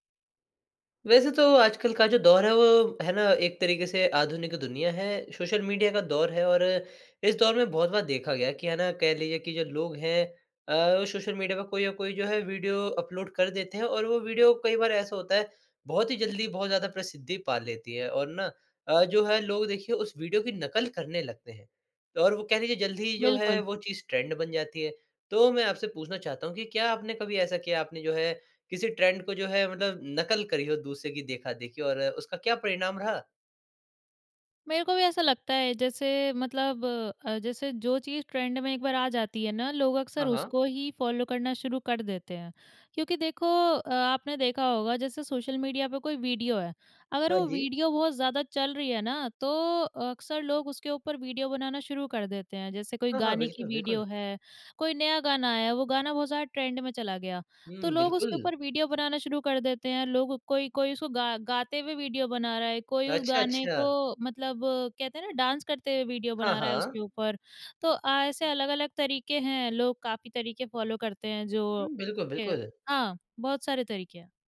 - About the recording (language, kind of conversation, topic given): Hindi, podcast, क्या आप चलन के पीछे चलते हैं या अपनी राह चुनते हैं?
- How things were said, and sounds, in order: in English: "अपलोड"; in English: "ट्रेंड"; in English: "ट्रेंड"; in English: "ट्रेंड"; in English: "फॉलो"; in English: "ट्रेंड"; in English: "डाँस"; in English: "फॉलो"